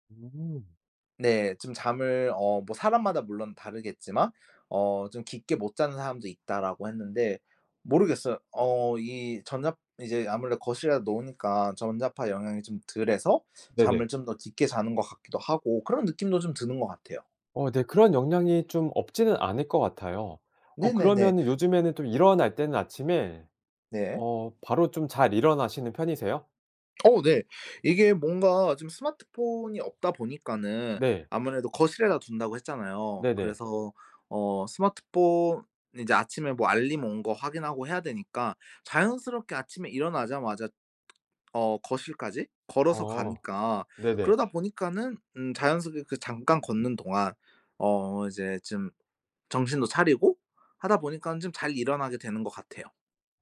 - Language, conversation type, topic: Korean, podcast, 잠을 잘 자려면 어떤 습관을 지키면 좋을까요?
- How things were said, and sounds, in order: other background noise